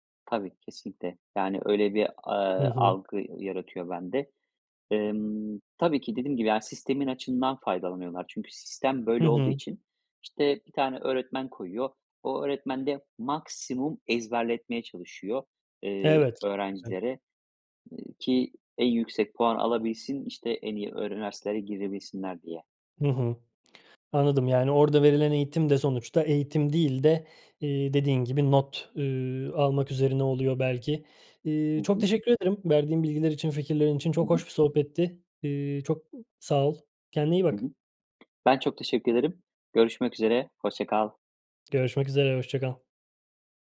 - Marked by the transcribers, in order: other background noise; unintelligible speech
- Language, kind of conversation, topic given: Turkish, podcast, Sınav odaklı eğitim hakkında ne düşünüyorsun?